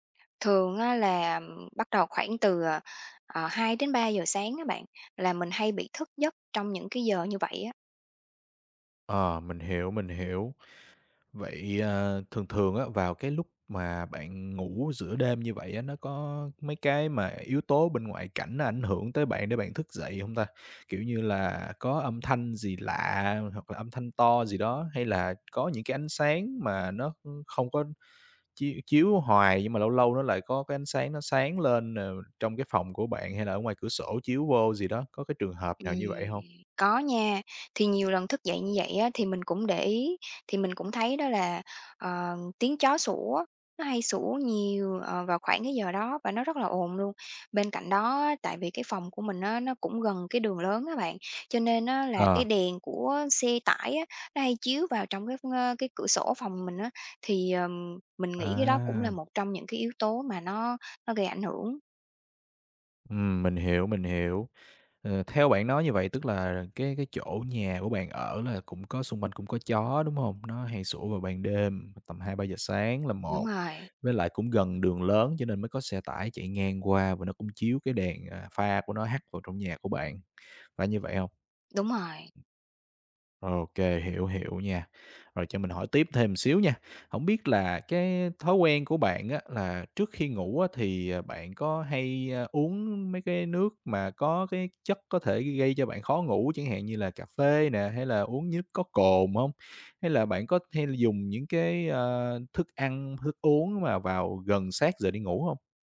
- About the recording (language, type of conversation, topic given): Vietnamese, advice, Tôi thường thức dậy nhiều lần giữa đêm và cảm thấy không ngủ đủ, tôi nên làm gì?
- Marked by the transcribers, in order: tapping; other background noise; "nước" said as "nhước"